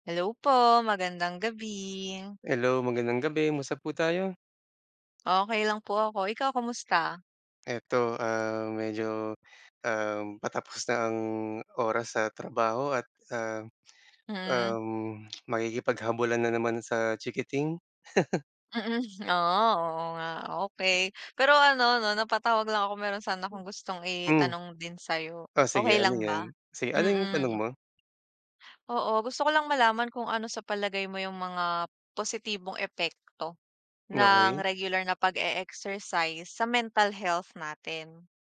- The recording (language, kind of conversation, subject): Filipino, unstructured, Ano ang mga positibong epekto ng regular na pag-eehersisyo sa kalusugang pangkaisipan?
- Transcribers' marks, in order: other noise; chuckle; tapping